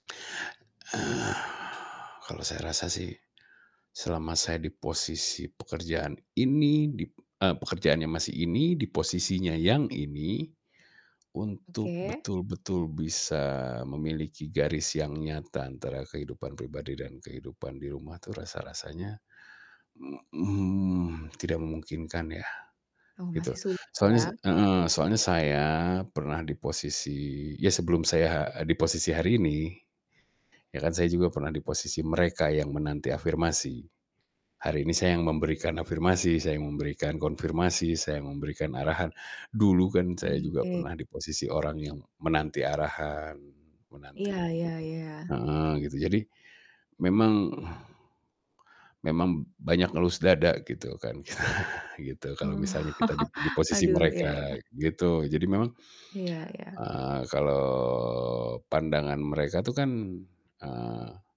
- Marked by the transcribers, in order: breath; distorted speech; other background noise; chuckle; drawn out: "kalau"
- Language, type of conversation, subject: Indonesian, podcast, Bagaimana kamu mengatur waktu antara pekerjaan dan kehidupan pribadi?